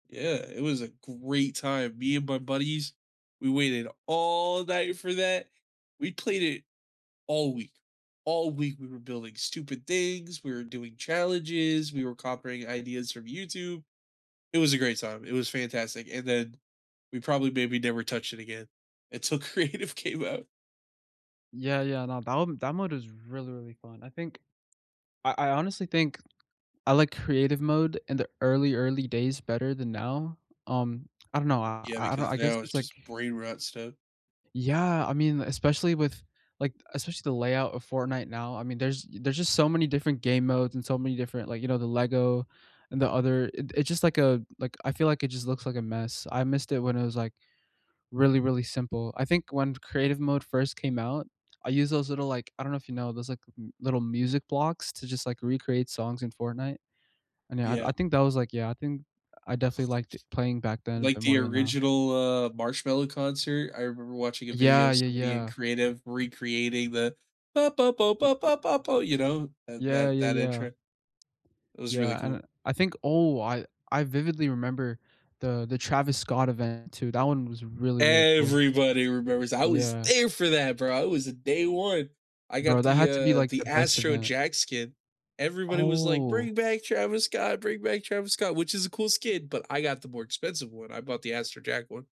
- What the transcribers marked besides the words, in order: stressed: "great"; stressed: "all"; "copying" said as "coprying"; laughing while speaking: "Creative came out"; other background noise; humming a tune; tapping; stressed: "Everybody"; stressed: "there"; drawn out: "Oh"
- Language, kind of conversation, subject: English, unstructured, Could you walk me through your perfect slow Sunday, from the moment you wake up to when you go to bed, and what makes it special?
- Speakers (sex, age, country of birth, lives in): male, 18-19, United States, United States; male, 20-24, United States, United States